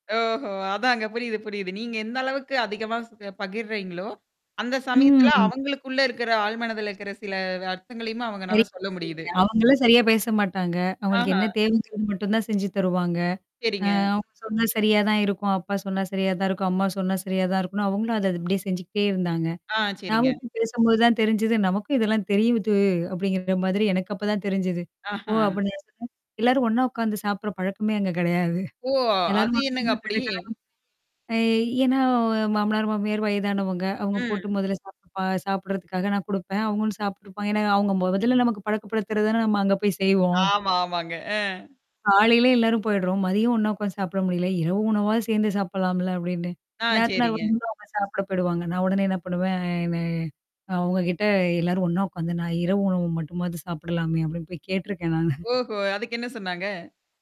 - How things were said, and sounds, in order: static; drawn out: "ம்"; unintelligible speech; distorted speech; unintelligible speech; laughing while speaking: "நானு"
- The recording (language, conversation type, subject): Tamil, podcast, உங்கள் துணையின் குடும்பத்துடன் உள்ள உறவுகளை நீங்கள் எவ்வாறு நிர்வகிப்பீர்கள்?